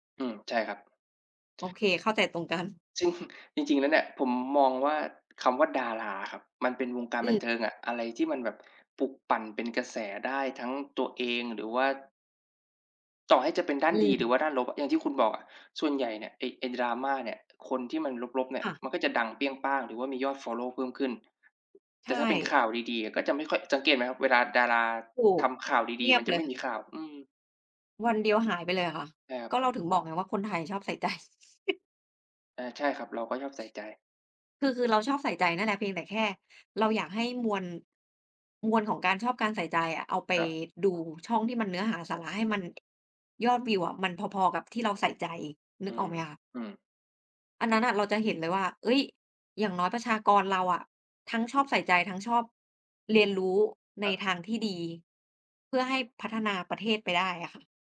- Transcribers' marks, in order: laughing while speaking: "ตรงกัน"; chuckle; other background noise; tapping
- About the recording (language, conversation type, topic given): Thai, unstructured, ทำไมคนถึงชอบติดตามดราม่าของดาราในโลกออนไลน์?